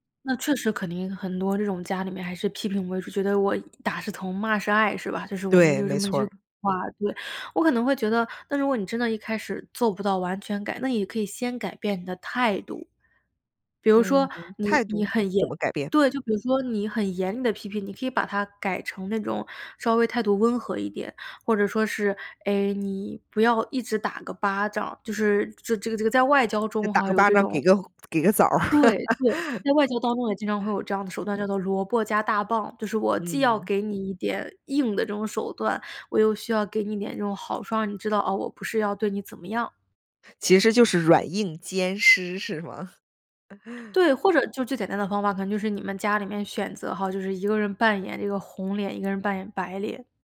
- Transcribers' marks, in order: other background noise; laugh; laughing while speaking: "是吗？"; chuckle
- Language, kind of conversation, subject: Chinese, podcast, 你家里平时是赞美多还是批评多？